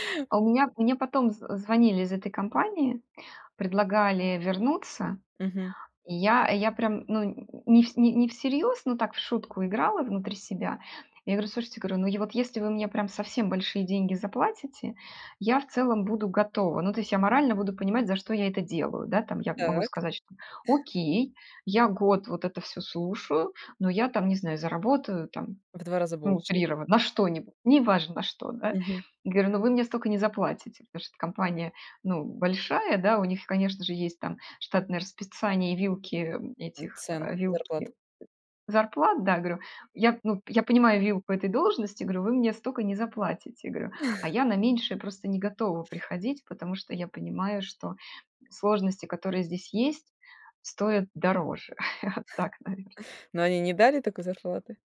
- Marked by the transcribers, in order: tapping; chuckle; unintelligible speech; chuckle; chuckle
- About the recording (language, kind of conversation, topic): Russian, podcast, Что для тебя важнее — смысл работы или деньги?